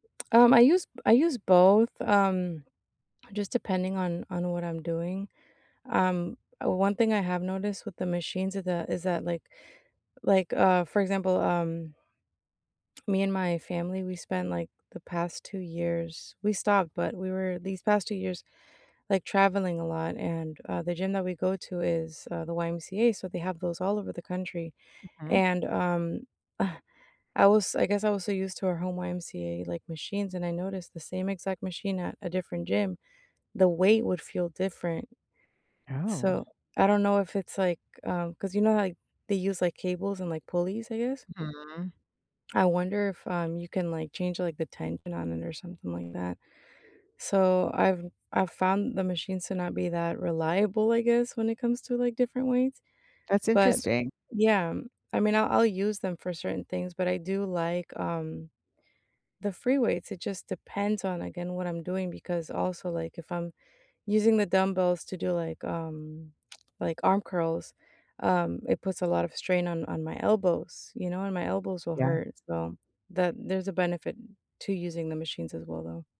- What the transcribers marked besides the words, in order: tapping; chuckle
- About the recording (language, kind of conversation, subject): English, unstructured, What is the most rewarding part of staying physically active?
- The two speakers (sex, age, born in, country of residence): female, 35-39, Mexico, United States; female, 60-64, United States, United States